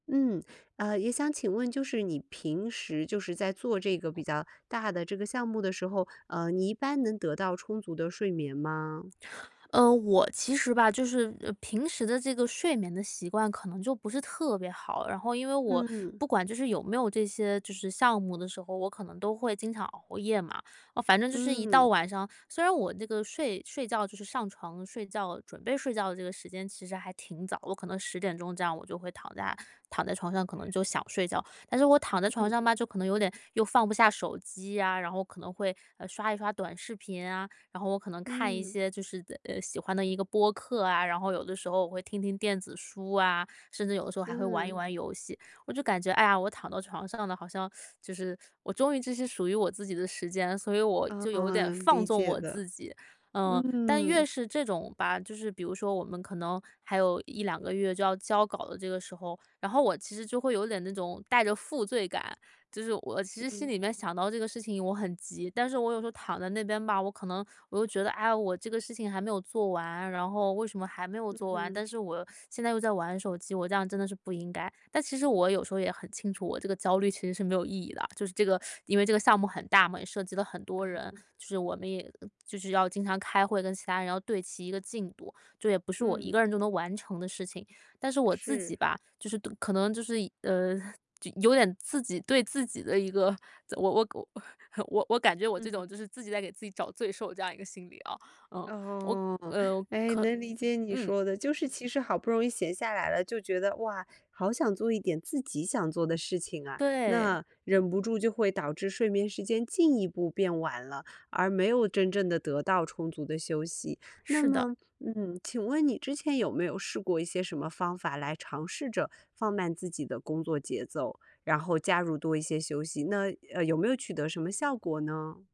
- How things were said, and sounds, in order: other background noise; teeth sucking; stressed: "放纵"; trusting: "嗯"; laugh; joyful: "我感觉我这种就是自己在给自己找罪受这样一个心理啊"
- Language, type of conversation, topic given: Chinese, advice, 我难以放慢节奏并好好休息，怎么办？